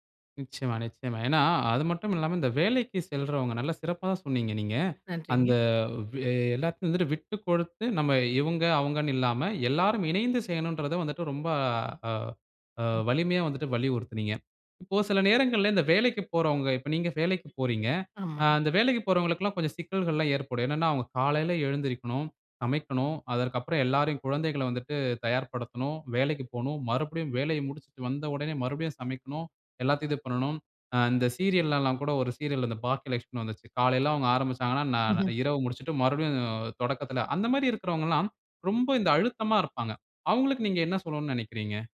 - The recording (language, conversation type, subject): Tamil, podcast, குடும்பம் உங்கள் நோக்கத்தை எப்படி பாதிக்கிறது?
- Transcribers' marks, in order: other background noise; chuckle